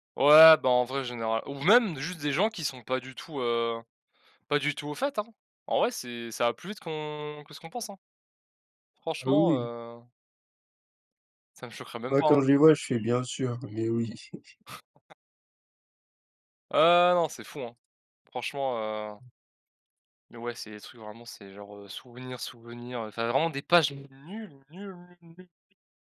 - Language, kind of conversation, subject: French, unstructured, Comment la technologie peut-elle aider à combattre les fausses informations ?
- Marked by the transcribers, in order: stressed: "même"; chuckle; other background noise